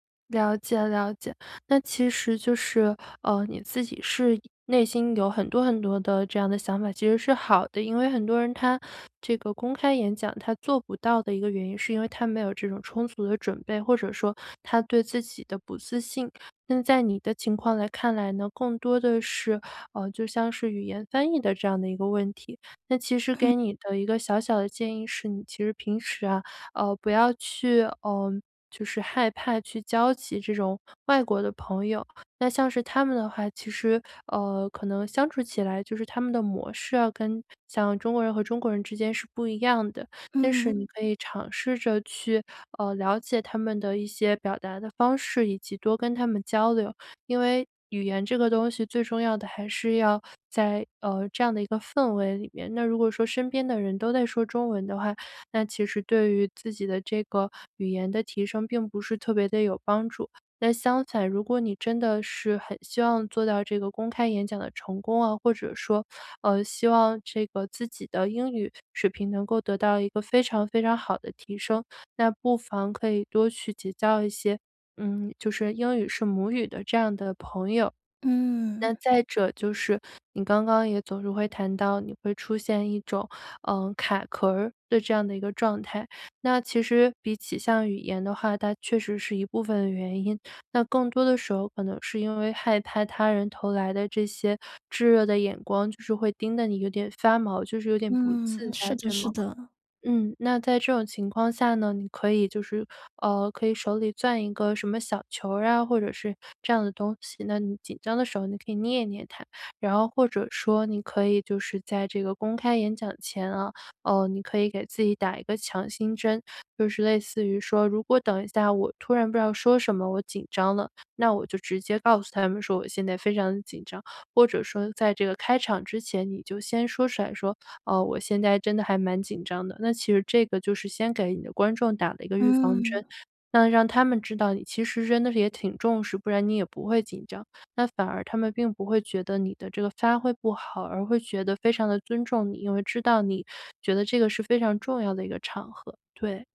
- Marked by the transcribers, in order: none
- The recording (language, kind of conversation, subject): Chinese, advice, 我害怕公开演讲、担心出丑而不敢发言，该怎么办？